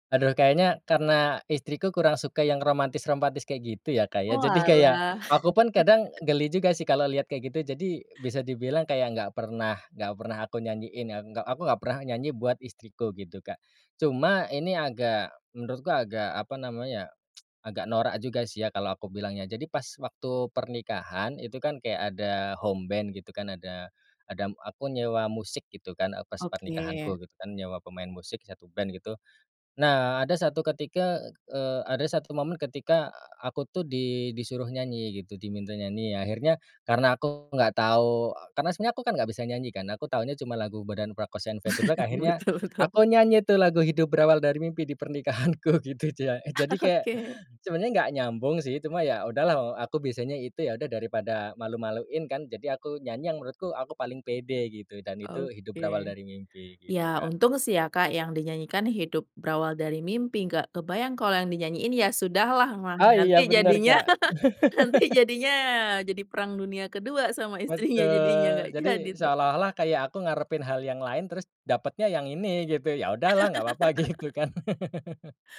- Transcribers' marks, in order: laugh; tsk; in English: "homeband"; tapping; chuckle; laughing while speaking: "Betul betul"; laughing while speaking: "pernikahanku gitu"; laughing while speaking: "Oke"; laughing while speaking: "jadinya"; laugh; laughing while speaking: "istrinya jadinya"; laugh; laugh
- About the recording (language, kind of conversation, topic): Indonesian, podcast, Bagaimana sebuah lagu bisa menjadi pengiring kisah hidupmu?